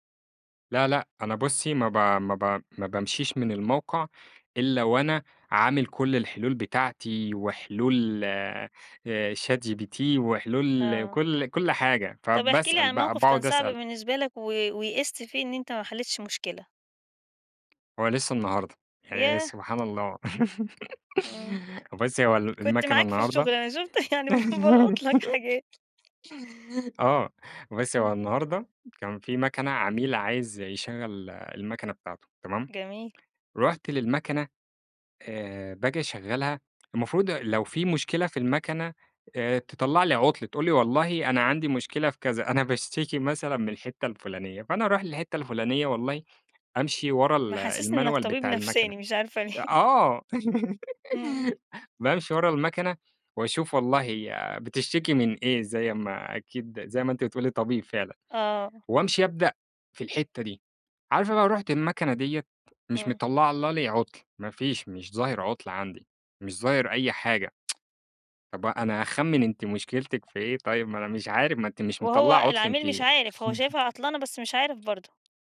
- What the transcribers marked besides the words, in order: tapping; laugh; laugh; laughing while speaking: "شُفت، يعني ب بالقُط لك حاجات"; in English: "المانيوال"; laugh; tsk; laugh
- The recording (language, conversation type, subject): Arabic, podcast, إزاي بتحافظ على توازن بين الشغل وحياتك الشخصية؟